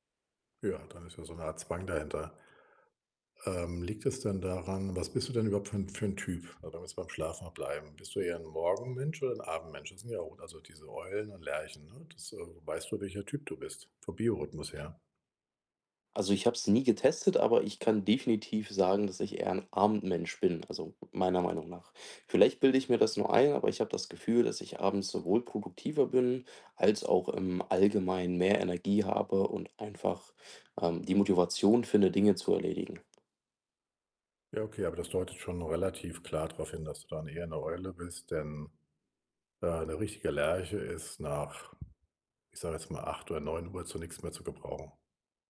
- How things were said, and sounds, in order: "produktiver" said as "progutiver"
- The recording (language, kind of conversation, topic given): German, advice, Wie kann ich schlechte Gewohnheiten langfristig und nachhaltig ändern?